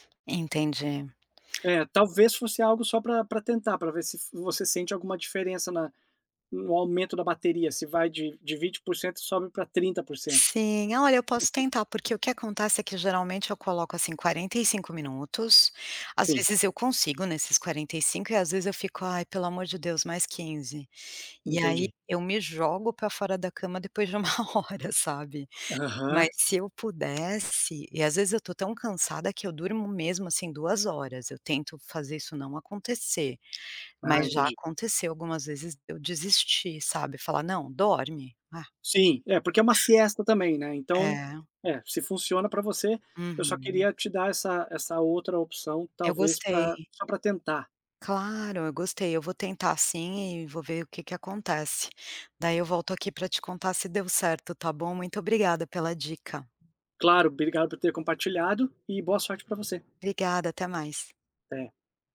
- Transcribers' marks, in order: other background noise; laughing while speaking: "uma hora"; tapping; in Spanish: "siesta"
- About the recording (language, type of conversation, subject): Portuguese, advice, Por que acordo cansado mesmo após uma noite completa de sono?